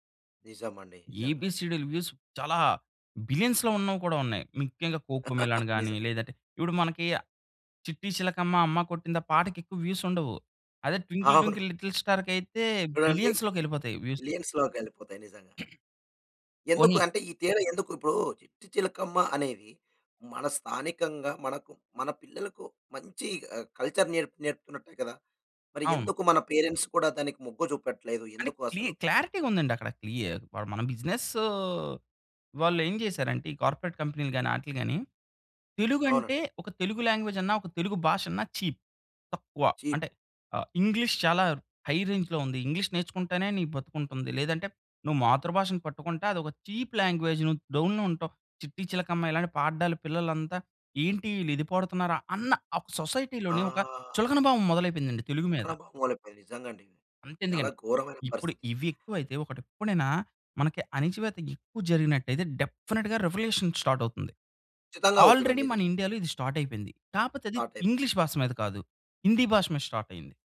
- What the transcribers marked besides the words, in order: in English: "వ్యూస్"; in English: "బిలియన్స్‌లో"; in English: "కోక్ మెలాన్"; laugh; in English: "వ్యూస్"; in English: "'ట్వింకిల్ ట్వింకిల్ లిటిల్"; laughing while speaking: "అవును"; other background noise; in English: "బిలియన్స్‌లోకెళ్ళిపోతాయి"; in English: "మిలియన్స్‌లోకెళ్ళిపోతాయి"; throat clearing; in English: "కల్చర్"; in English: "పేరెంట్స్"; in English: "క్లారిటీ‌గా"; in English: "క్లియ"; in English: "కార్పొరేట్"; in English: "లాంగ్వేజ్"; in English: "చీప్"; in English: "ఇంగ్లీష్"; in English: "చీప్"; in English: "హై రేంజ్‌లో"; in English: "ఇంగ్లీష్"; in English: "చీప్ లాంగ్వేజ్"; in English: "డౌన్‌లో"; in English: "సొసైటీ‌లోనే"; in English: "డెఫినిట్‌గా రివల్యూషన్ స్టార్ట్"; in English: "ఆల్రెడీ"; in English: "స్టార్ట్"; in English: "స్టార్ట్"; in English: "స్టార్ట్"
- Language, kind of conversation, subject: Telugu, podcast, స్థానిక భాషా కంటెంట్ పెరుగుదలపై మీ అభిప్రాయం ఏమిటి?